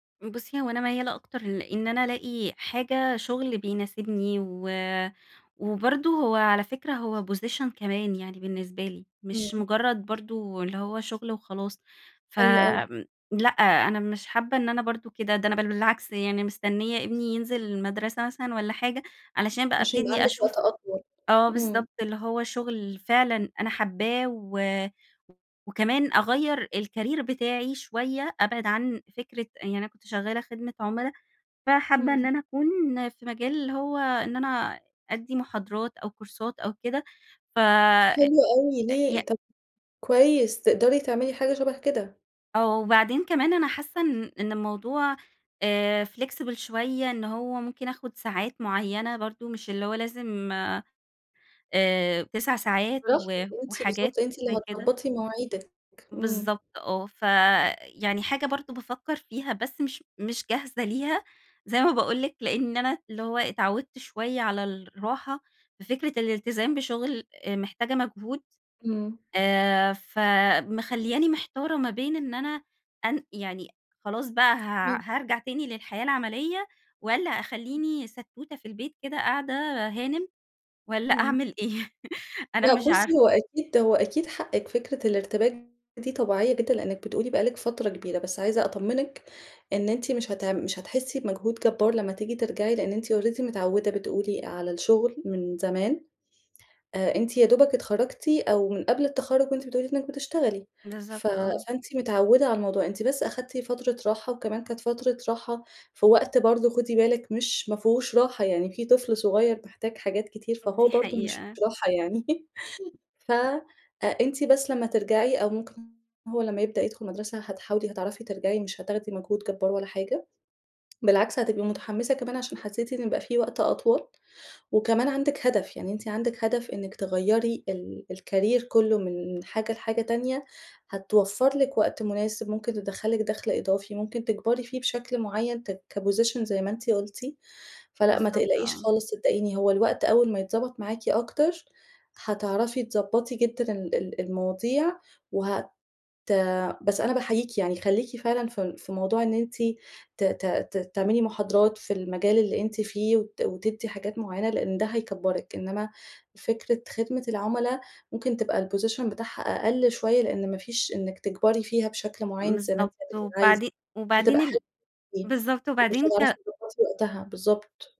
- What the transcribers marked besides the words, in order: in English: "position"; in English: "الcareer"; in English: "كورسات"; in English: "flexible"; unintelligible speech; laughing while speaking: "أعمل إيه"; laugh; in English: "already"; laugh; in English: "الcareer"; in English: "كposition"; in English: "الposition"
- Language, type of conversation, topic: Arabic, advice, إزاي أقرر أغيّر مجالي ولا أكمل في شغلي الحالي عشان الاستقرار؟